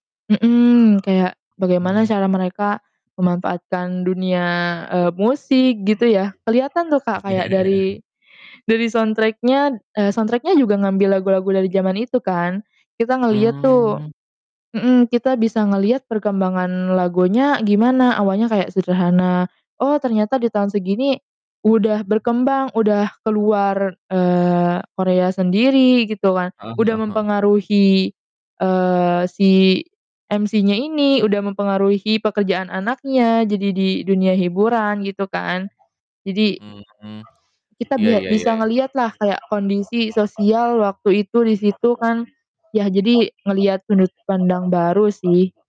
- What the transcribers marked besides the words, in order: other background noise; laughing while speaking: "Iya"; in English: "soundtrack-nya"; in English: "soundtrack-nya"; in English: "MC-nya"; other animal sound
- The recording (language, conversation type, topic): Indonesian, podcast, Mengapa kita sering merasa begitu terikat pada tokoh fiksi sampai seolah-olah mereka nyata?